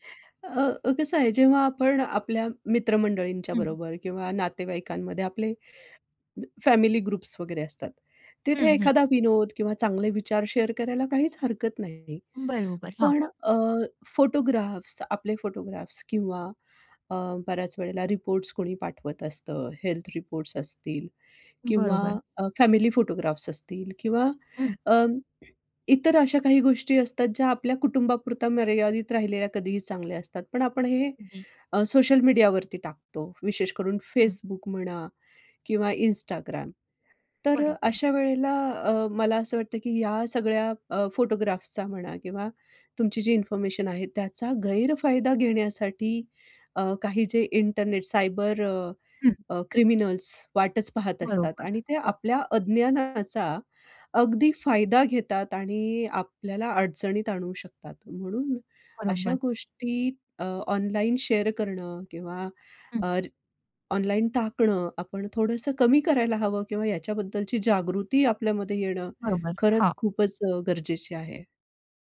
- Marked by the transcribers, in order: in English: "फॅमिली ग्रुप्स"; in English: "शेअर"; tapping; in English: "क्रिमिनल्स"; other background noise; in English: "शेअर"
- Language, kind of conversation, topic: Marathi, podcast, कुठल्या गोष्टी ऑनलाईन शेअर करू नयेत?